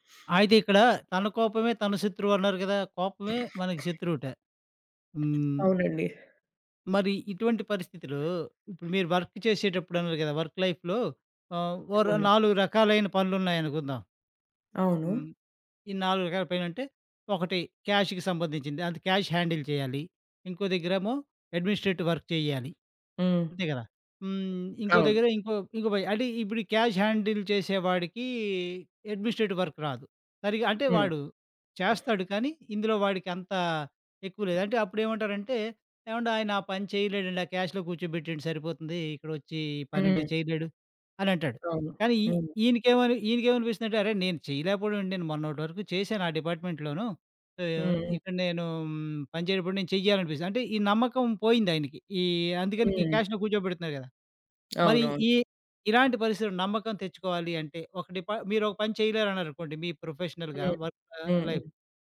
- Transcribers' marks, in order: other background noise; in English: "వర్క్ లైఫ్‌లో"; in English: "క్యాష్ హ్యాండిల్"; in English: "అడ్మినిస్ట్రేటివ్ వర్క్"; tapping; in English: "క్యాష్ హ్యాండిల్"; in English: "అడ్మినిస్ట్రేటివ్ వర్క్"; sniff; in English: "క్యాష్‌లో"; in English: "డిపార్ట్‌మెంట్‌లోను"; in English: "క్యాష్‌లో"; in English: "ప్రొఫెషనల్‌గా"
- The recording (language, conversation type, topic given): Telugu, podcast, మీరు తప్పు చేసినప్పుడు నమ్మకాన్ని ఎలా తిరిగి పొందగలరు?